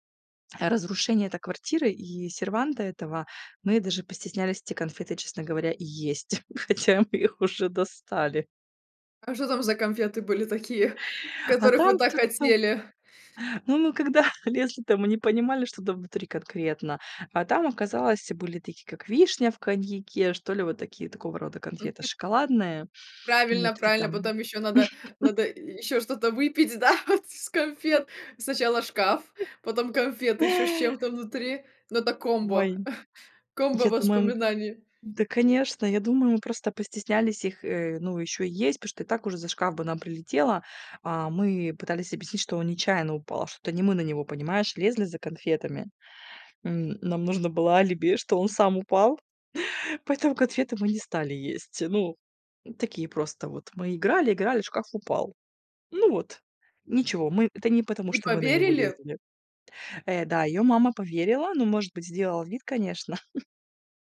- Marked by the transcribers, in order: chuckle; laughing while speaking: "Хотя мы их уже"; laughing while speaking: "когда"; tapping; laugh; laughing while speaking: "да, вот из конфет?"; laugh; chuckle; chuckle
- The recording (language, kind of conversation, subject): Russian, podcast, Какие приключения из детства вам запомнились больше всего?